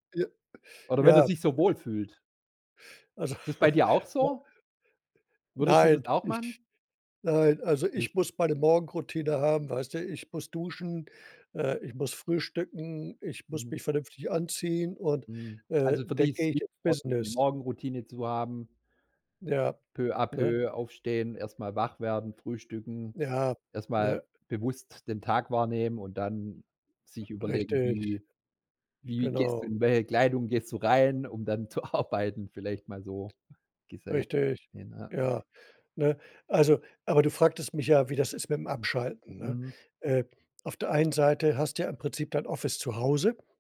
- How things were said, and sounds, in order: giggle; laughing while speaking: "arbeiten"
- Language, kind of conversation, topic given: German, podcast, Wie gelingt es dir, auch im Homeoffice wirklich abzuschalten?